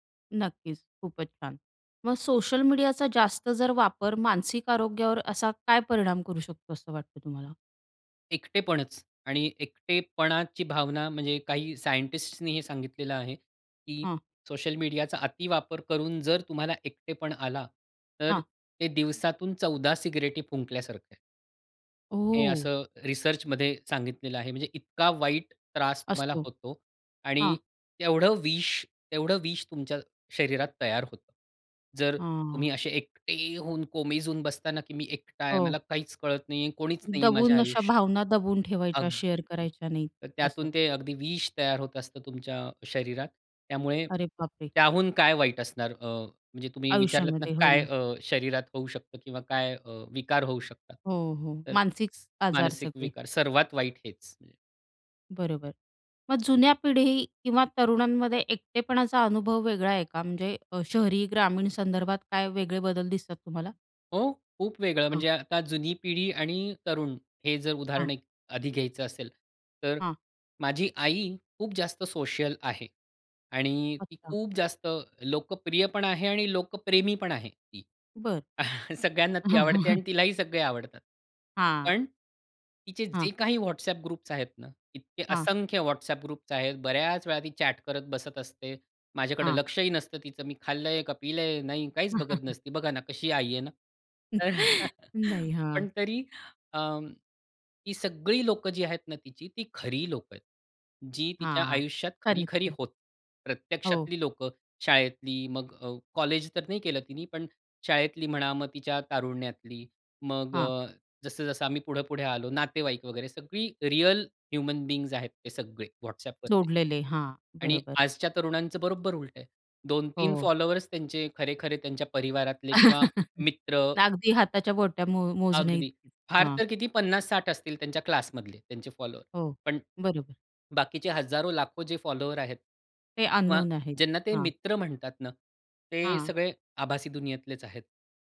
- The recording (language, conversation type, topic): Marathi, podcast, सोशल मीडियामुळे एकटेपणा कमी होतो की वाढतो, असं तुम्हाला वाटतं का?
- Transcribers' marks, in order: tapping; in English: "शेअर"; other noise; other background noise; chuckle; chuckle; in English: "ग्रुप्स"; in English: "ग्रुप्स"; in English: "चॅट"; chuckle; chuckle; unintelligible speech; chuckle